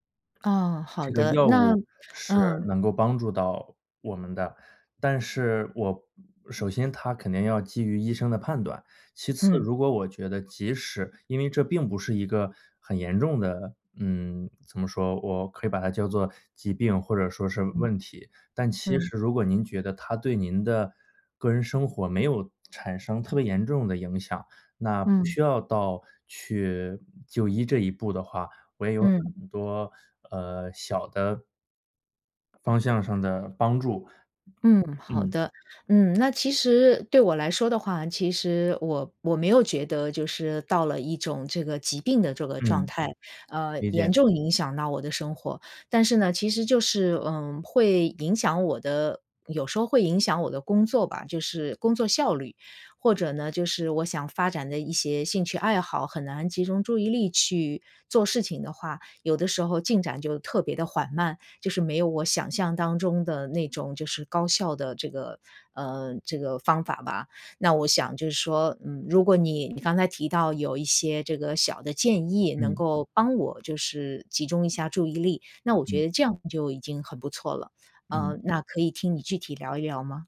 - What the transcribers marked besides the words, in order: other background noise
- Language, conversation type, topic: Chinese, advice, 开会或学习时我经常走神，怎么才能更专注？
- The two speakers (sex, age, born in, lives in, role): female, 55-59, China, United States, user; male, 30-34, China, United States, advisor